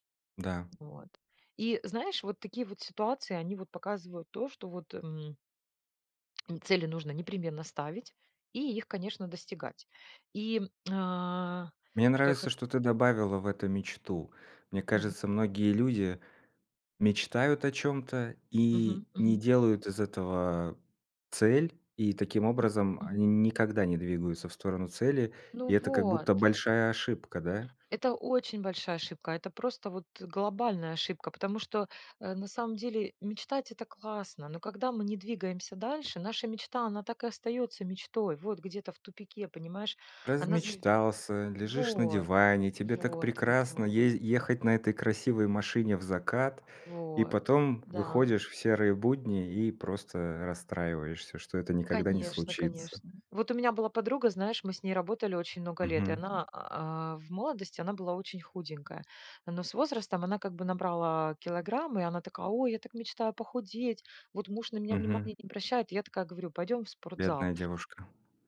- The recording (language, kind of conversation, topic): Russian, podcast, Как вы ставите и достигаете целей?
- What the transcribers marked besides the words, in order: tapping; lip smack; lip smack; other noise; other background noise